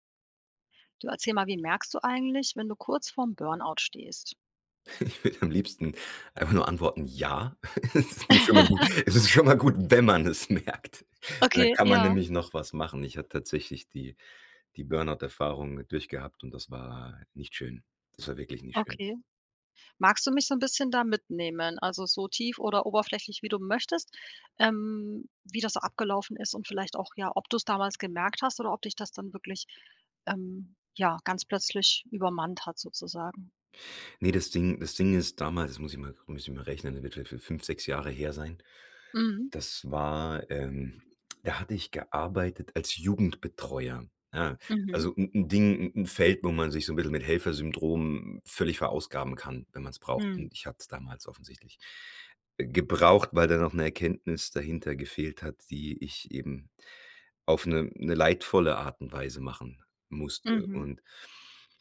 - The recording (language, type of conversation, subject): German, podcast, Wie merkst du, dass du kurz vor einem Burnout stehst?
- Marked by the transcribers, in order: laughing while speaking: "Ich will am liebsten einfach … man es merkt"; laugh